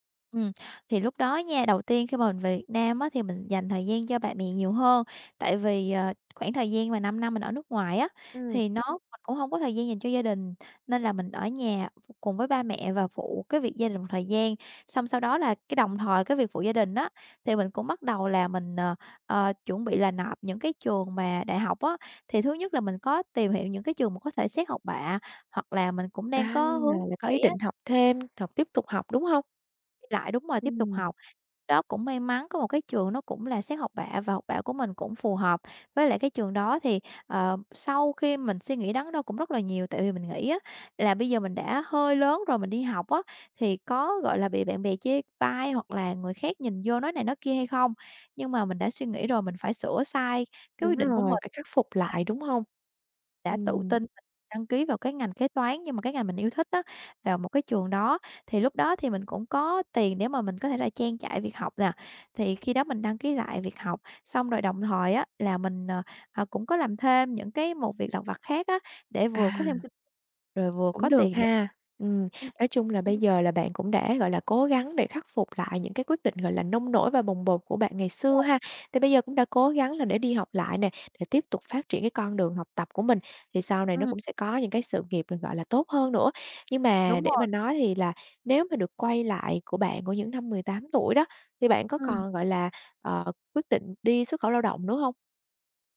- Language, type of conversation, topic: Vietnamese, podcast, Bạn có thể kể về quyết định nào khiến bạn hối tiếc nhất không?
- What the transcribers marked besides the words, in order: other background noise; tapping; unintelligible speech; unintelligible speech